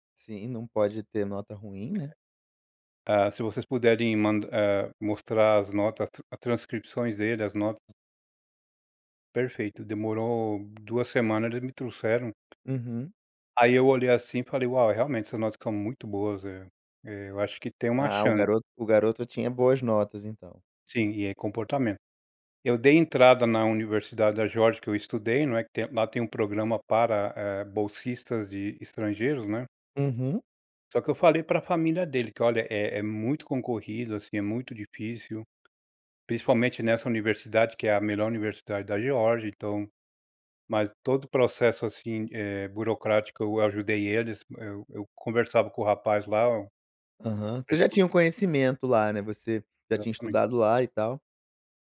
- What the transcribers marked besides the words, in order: tapping; unintelligible speech
- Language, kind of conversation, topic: Portuguese, podcast, Como a comida une as pessoas na sua comunidade?